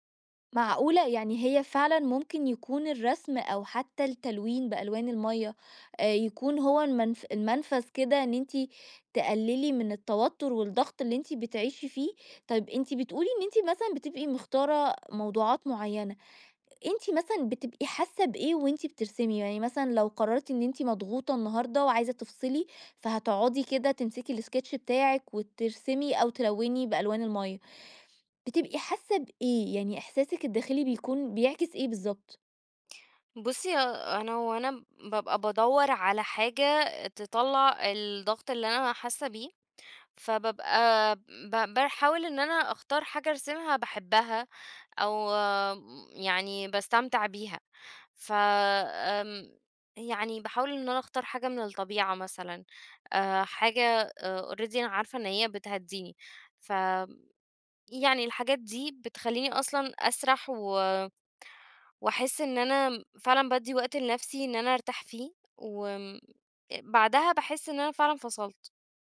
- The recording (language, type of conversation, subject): Arabic, podcast, إيه النشاط اللي بترجع له لما تحب تهدأ وتفصل عن الدنيا؟
- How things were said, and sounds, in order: in English: "الsketch"; in English: "already"